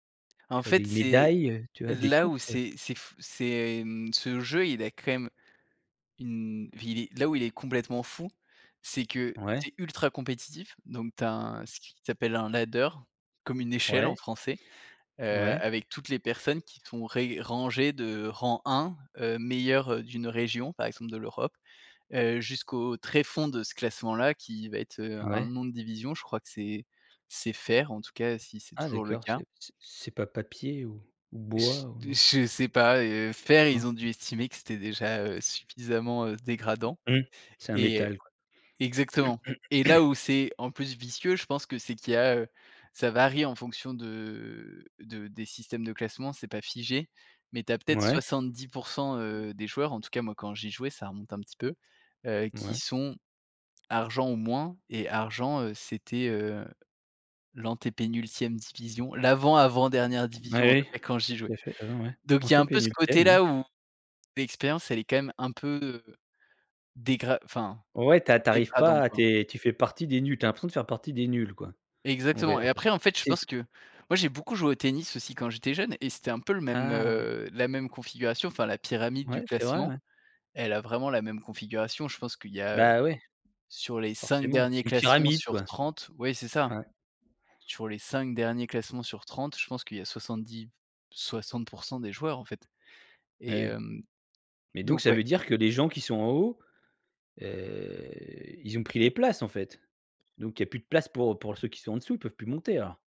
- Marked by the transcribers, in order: in English: "ladder"; throat clearing; drawn out: "de"; other background noise; tapping; drawn out: "heu"
- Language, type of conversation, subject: French, podcast, Quelles peurs as-tu dû surmonter pour te remettre à un ancien loisir ?